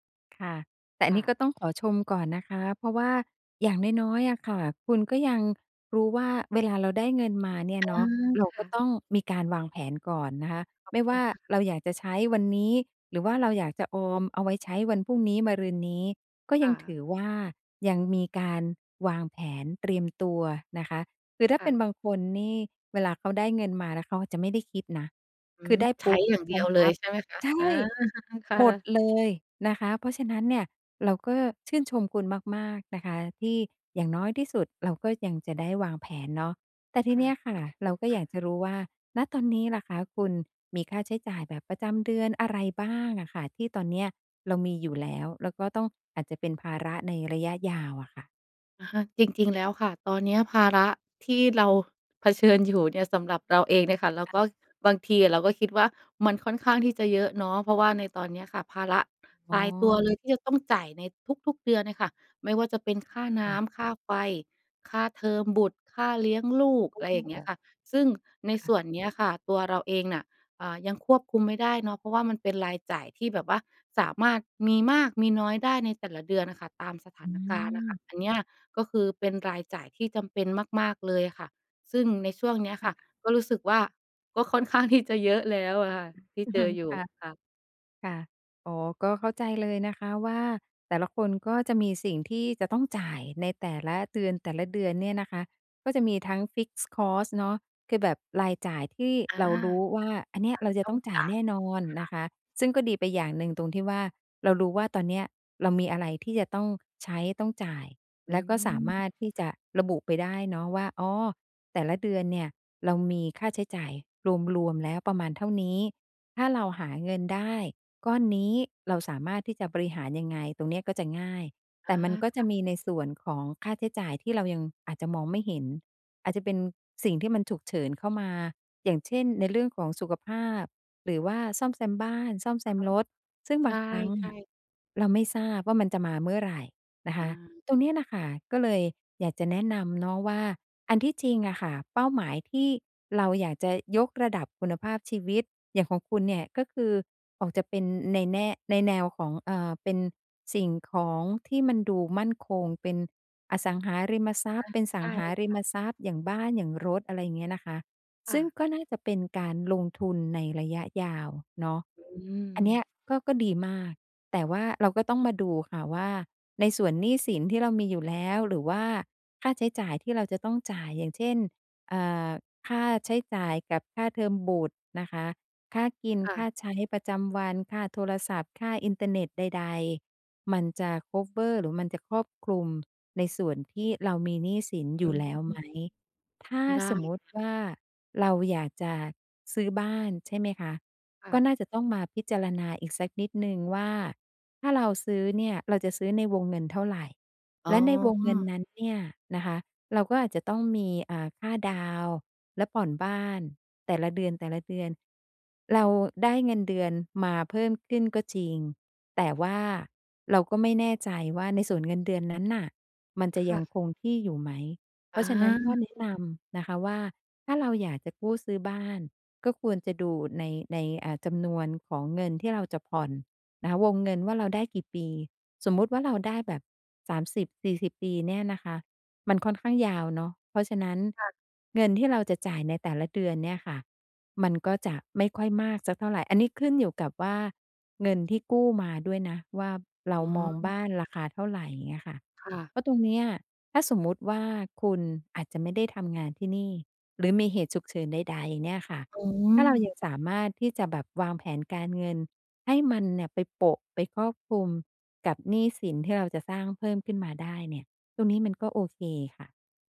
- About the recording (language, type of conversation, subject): Thai, advice, ได้ขึ้นเงินเดือนแล้ว ควรยกระดับชีวิตหรือเพิ่มเงินออมดี?
- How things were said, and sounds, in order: stressed: "หมดเลย"; chuckle; other background noise; in English: "fixed cost"; in English: "คัฟเวอร์"